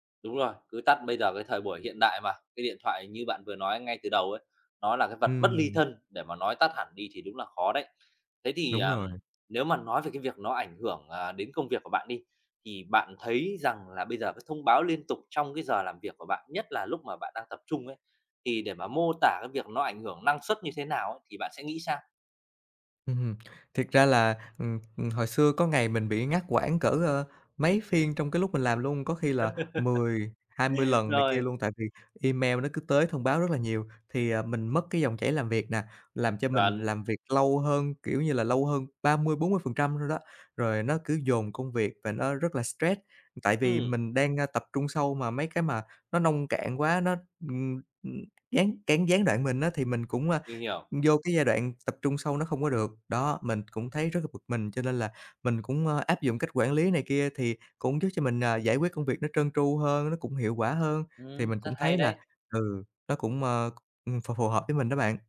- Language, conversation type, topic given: Vietnamese, podcast, Bạn có mẹo nào để giữ tập trung khi liên tục nhận thông báo không?
- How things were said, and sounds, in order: tapping; laugh; in English: "stress"; other background noise